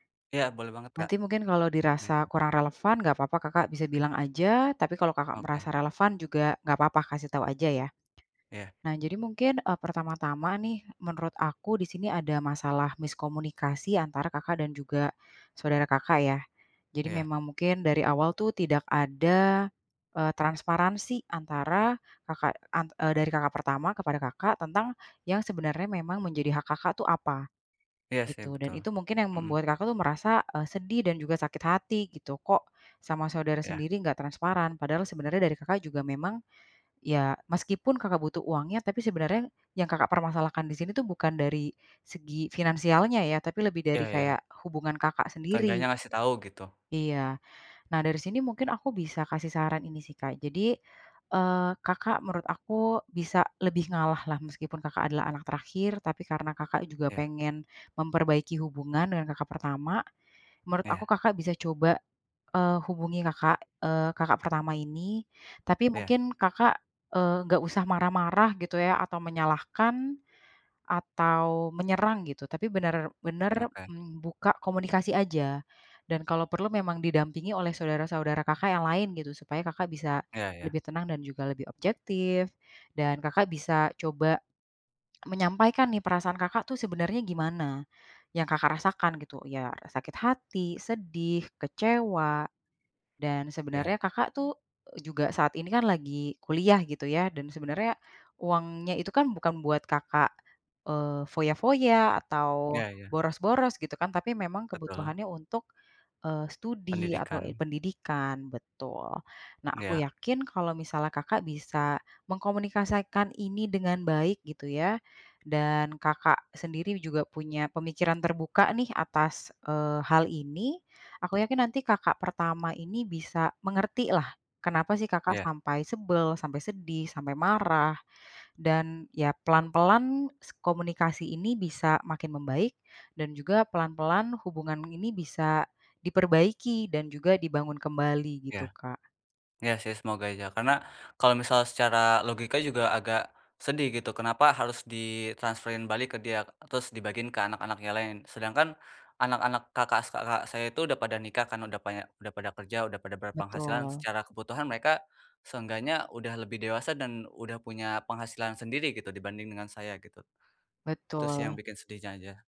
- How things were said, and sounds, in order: unintelligible speech; other background noise
- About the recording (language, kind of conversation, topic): Indonesian, advice, Bagaimana cara membangun kembali hubungan setelah konflik dan luka dengan pasangan atau teman?